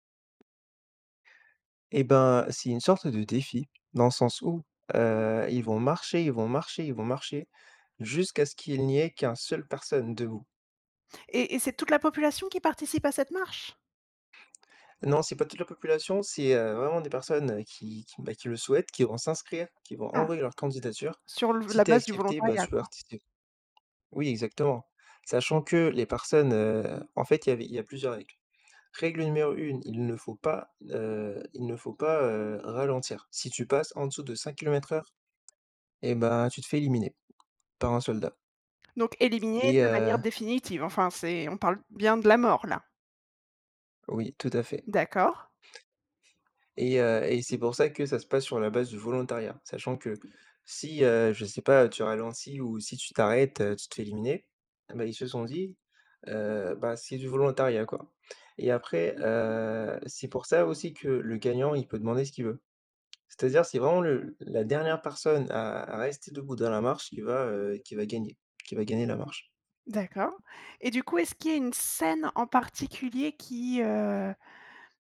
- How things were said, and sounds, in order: tapping; other background noise
- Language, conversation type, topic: French, podcast, Peux-tu me parler d’un film qui t’a marqué récemment ?